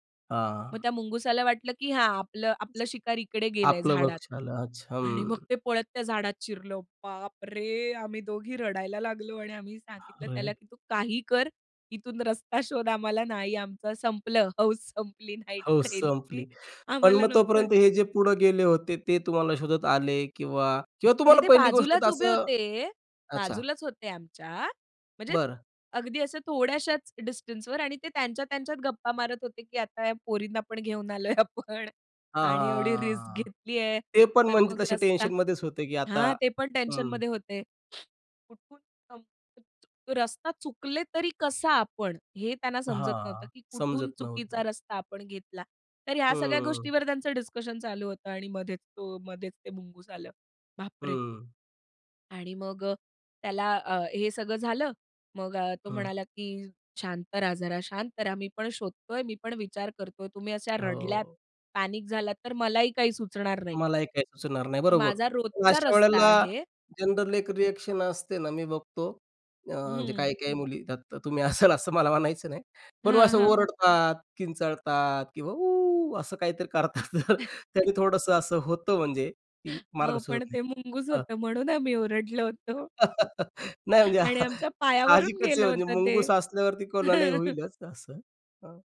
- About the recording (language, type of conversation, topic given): Marathi, podcast, प्रवासात कधी हरवल्याचा अनुभव सांगशील का?
- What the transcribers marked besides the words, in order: other noise; put-on voice: "बाप रे! आम्ही दोघी रडायला लागलो"; stressed: "बाप रे!"; laughing while speaking: "इथून रस्ता शोध, आम्हाला नाही … ट्रेलची, आम्हाला नकोय"; other background noise; laughing while speaking: "घेऊन आलोय आपण"; in English: "रिस्क"; lip trill; unintelligible speech; tapping; in English: "पॅनिक"; in English: "रिएक्शन"; laughing while speaking: "तुम्ही असाल असं मला मानायचं नाही"; anticipating: "हां, हां"; put-on voice: "उ"; chuckle; joyful: "अहो पण ते मुंगस होतं, म्हणून आम्ही ओरडलो होतो"; laugh; laughing while speaking: "नाही म्हणजे"; joyful: "आणि आमच्या पायावरून गेलं होतं ते"; chuckle